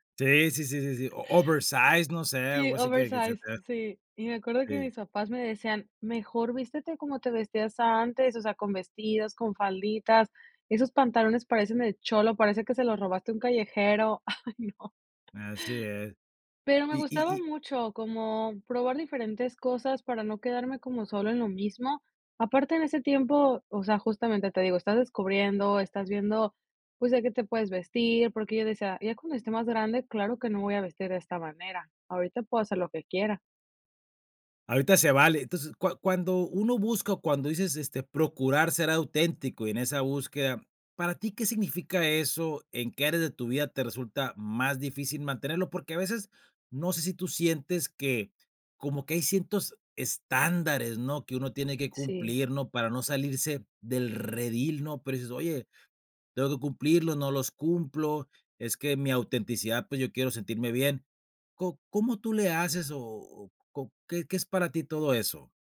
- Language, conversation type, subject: Spanish, podcast, ¿Cómo equilibras autenticidad y expectativas sociales?
- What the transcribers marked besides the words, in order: tapping; laughing while speaking: "Ay, no"; laugh